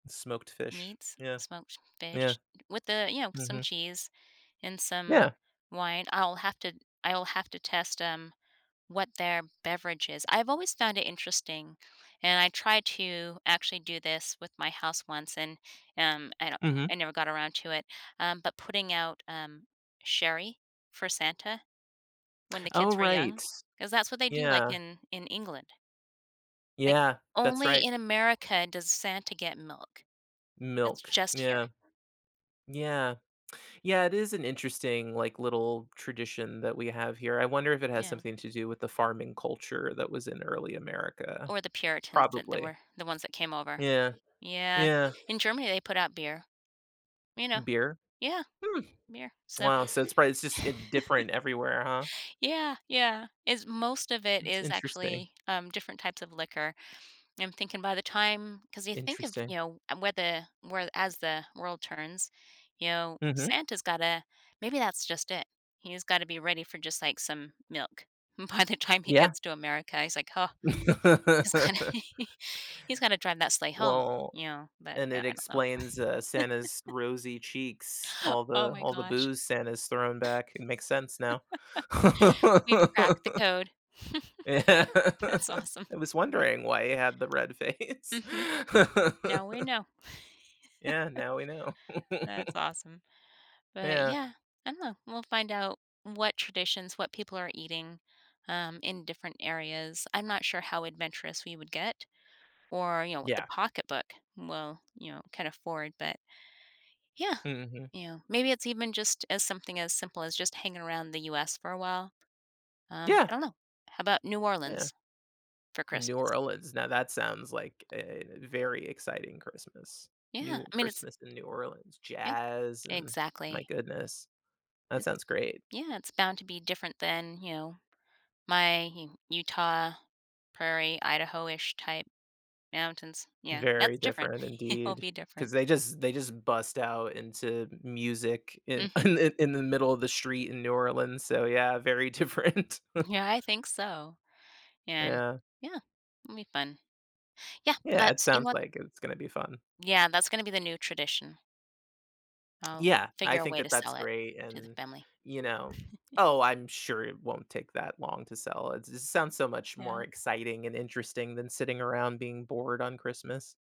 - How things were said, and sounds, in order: tapping; other background noise; chuckle; laugh; laughing while speaking: "gonna"; laugh; chuckle; laugh; laugh; chuckle; laughing while speaking: "That's awesome"; laughing while speaking: "Yeah"; chuckle; laughing while speaking: "face"; laugh; laugh; laughing while speaking: "It'll"; laughing while speaking: "i in"; laughing while speaking: "different"; chuckle; unintelligible speech; chuckle
- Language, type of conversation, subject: English, advice, How can I reconnect my family with our old traditions?
- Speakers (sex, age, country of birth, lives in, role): female, 50-54, United States, United States, user; male, 40-44, United States, United States, advisor